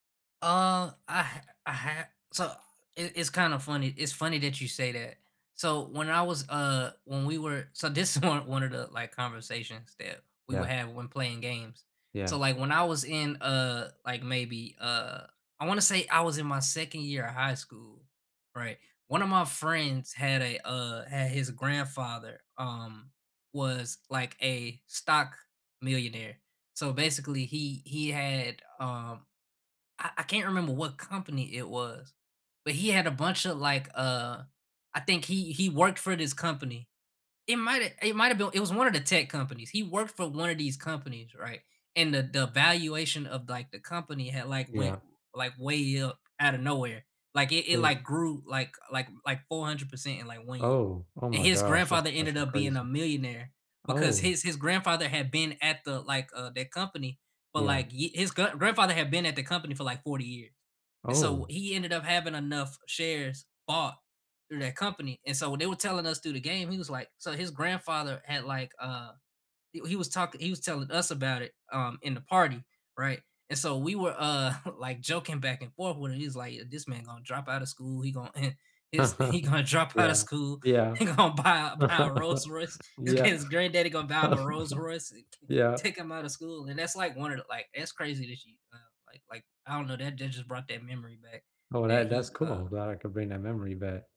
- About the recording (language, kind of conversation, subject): English, unstructured, What go-to board games, party games, or co-op video games make your perfect game night with friends, and why?
- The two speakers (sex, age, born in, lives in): male, 20-24, United States, United States; male, 30-34, United States, United States
- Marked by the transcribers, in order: laughing while speaking: "one"; chuckle; chuckle; laughing while speaking: "he gonna drop"; laugh; laughing while speaking: "he gonna buy a buy a Rolls Royce, this kid's"; chuckle